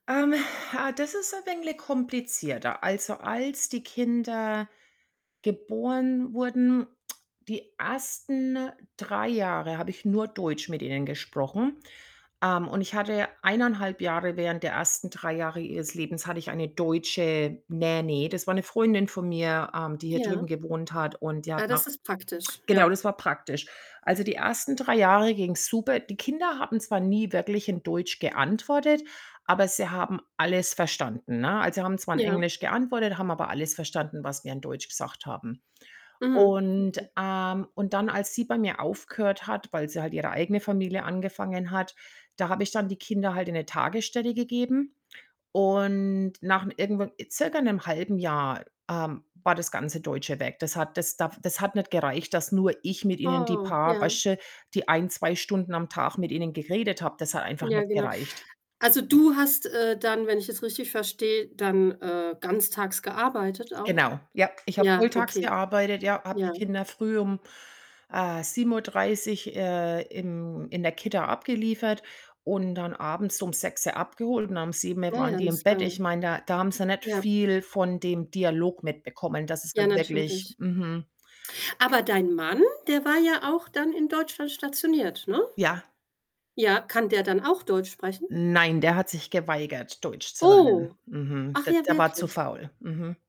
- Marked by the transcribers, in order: tsk; distorted speech; other background noise
- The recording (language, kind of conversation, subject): German, podcast, Welche Entscheidung hat dein Leben besonders geprägt?